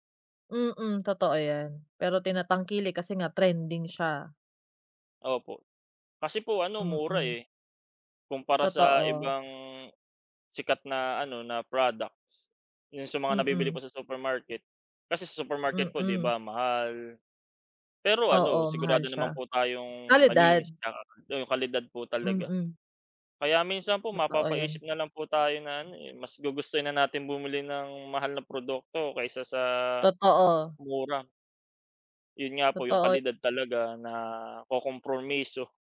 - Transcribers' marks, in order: none
- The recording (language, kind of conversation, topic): Filipino, unstructured, Ano ang palagay mo sa mga taong hindi pinapahalagahan ang kalinisan ng pagkain?